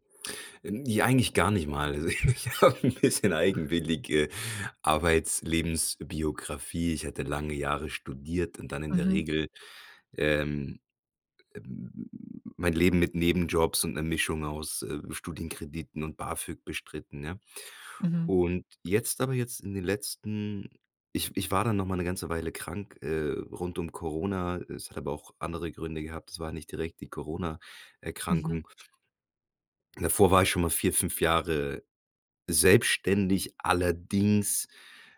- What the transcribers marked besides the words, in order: laughing while speaking: "ich habe 'n bisschen"; other background noise
- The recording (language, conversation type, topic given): German, advice, Wie geht ihr mit Zukunftsängsten und ständigem Grübeln um?